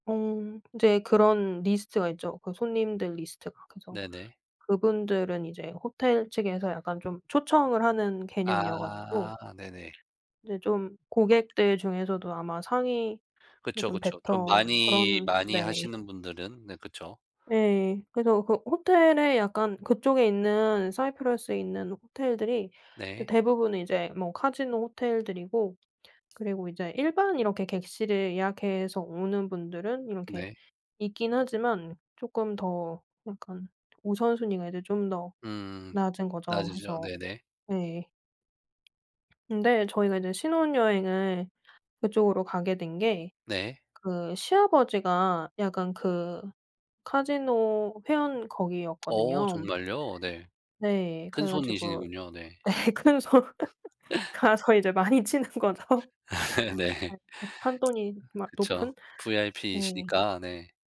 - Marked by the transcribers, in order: other background noise; tapping; background speech; laughing while speaking: "네. 그래서 가서 이제 많이 치는 거죠"; laugh; laughing while speaking: "아 네"
- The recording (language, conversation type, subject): Korean, podcast, 가장 인상 깊었던 풍경은 어디였나요?